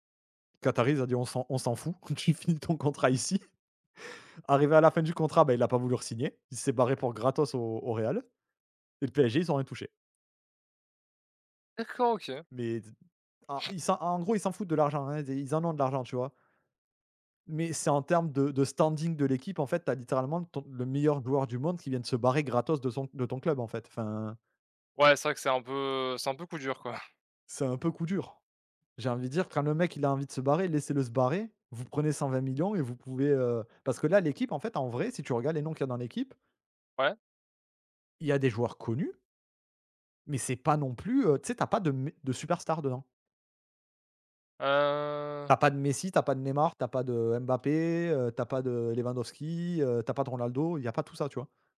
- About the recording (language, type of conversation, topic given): French, unstructured, Quel événement historique te rappelle un grand moment de bonheur ?
- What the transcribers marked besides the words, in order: laughing while speaking: "tu finis ton contrat ici"; other noise